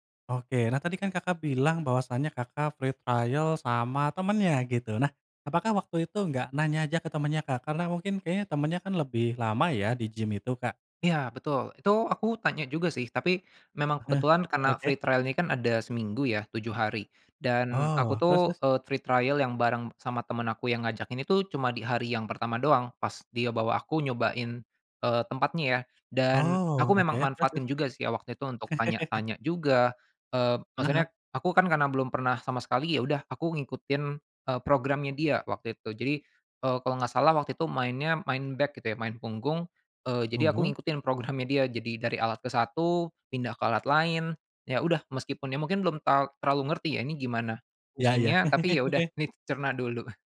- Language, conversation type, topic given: Indonesian, podcast, Pernah nggak belajar otodidak, ceritain dong?
- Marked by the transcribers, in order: in English: "free trial"; in English: "free trial"; in English: "free trial"; laugh; in English: "back"; laugh; chuckle